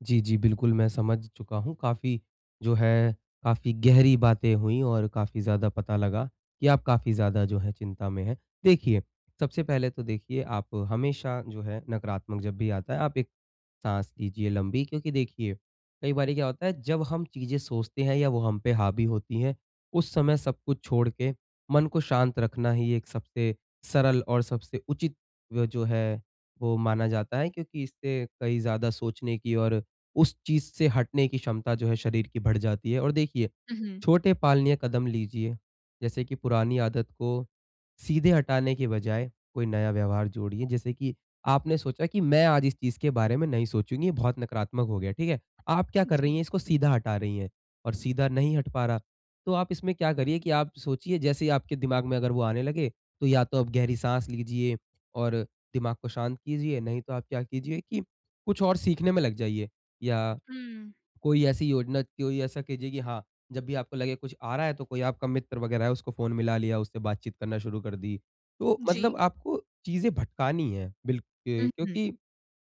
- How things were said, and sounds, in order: none
- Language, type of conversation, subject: Hindi, advice, मैं नकारात्मक पैटर्न तोड़ते हुए नए व्यवहार कैसे अपनाऊँ?